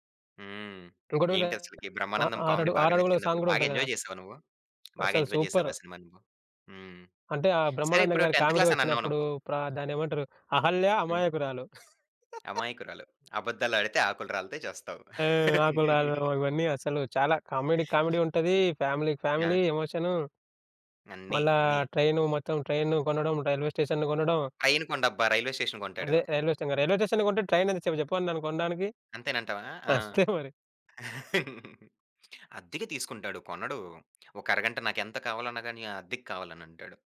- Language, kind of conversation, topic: Telugu, podcast, పాత రోజుల సినిమా హాల్‌లో మీ అనుభవం గురించి చెప్పగలరా?
- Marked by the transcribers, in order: tapping; in English: "సాంగ్"; in English: "ఎంజాయ్"; in English: "ఎంజాయ్"; in English: "సూపర్!"; in English: "టెంత్ క్లాస్"; in English: "కామెడీ"; laugh; laugh; in English: "కామెడీ, కామెడీ"; other background noise; in English: "ఫ్యామిలీకి ఫ్యామిలీ"; in English: "ట్రైన్"; in English: "రైల్వే స్టేషన్"; in English: "రైల్వే స్టేషన్. రైల్వే స్టేషన్‌ని"; in English: "ట్రైన్"; chuckle